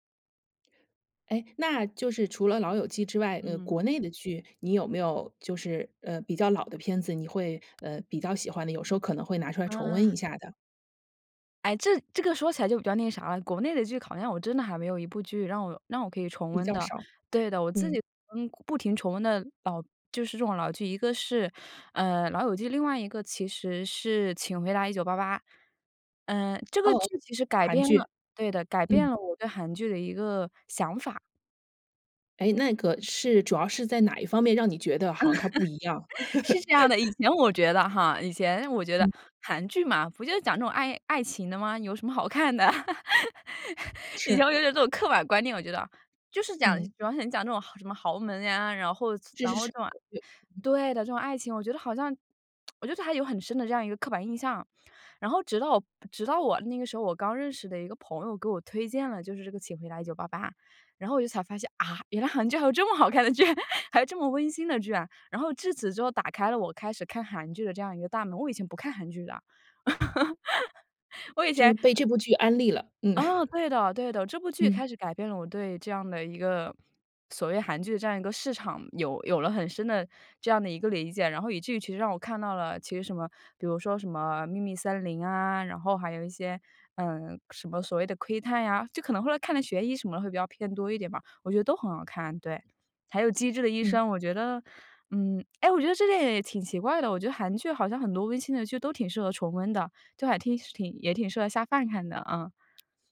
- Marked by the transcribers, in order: other background noise; tapping; other noise; laugh; laughing while speaking: "好看的？以前我觉得这种刻板观念我 觉得"; lip smack; joyful: "啊？原来韩剧还有这么好看"; laughing while speaking: "的剧"; laugh; laugh; joyful: "哎，我觉得这个也"
- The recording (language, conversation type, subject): Chinese, podcast, 为什么有些人会一遍又一遍地重温老电影和老电视剧？